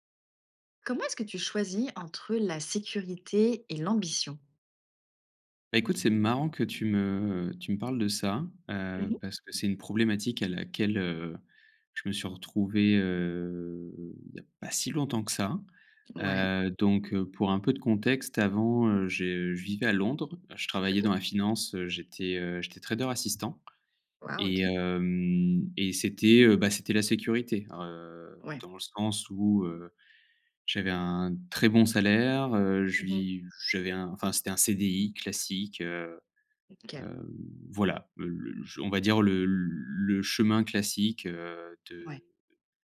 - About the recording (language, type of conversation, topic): French, podcast, Comment choisir entre la sécurité et l’ambition ?
- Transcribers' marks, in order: drawn out: "heu"; drawn out: "hem"